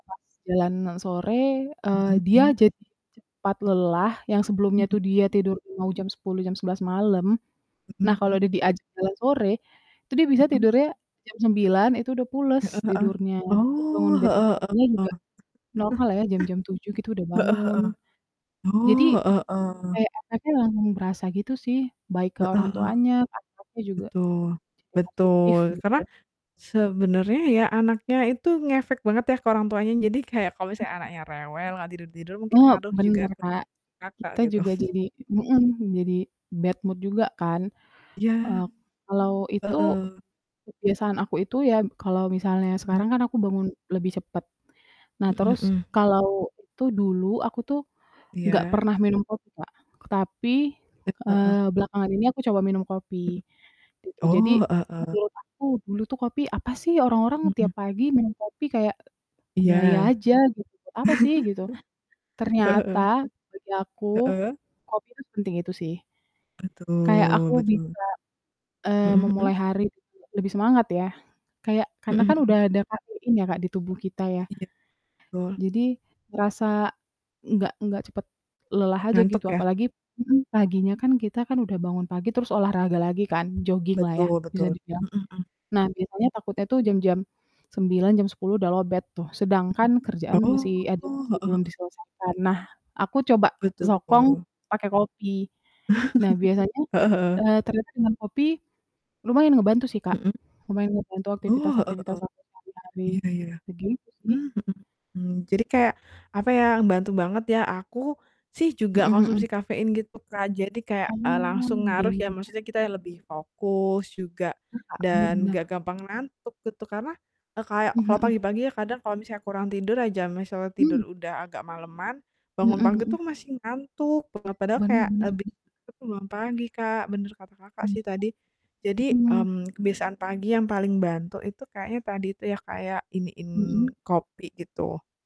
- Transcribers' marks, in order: distorted speech; chuckle; chuckle; in English: "bad mood"; mechanical hum; chuckle; tapping; in English: "lowbat"; chuckle; other background noise; unintelligible speech
- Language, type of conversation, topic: Indonesian, unstructured, Kebiasaan pagi apa yang paling membantumu memulai hari?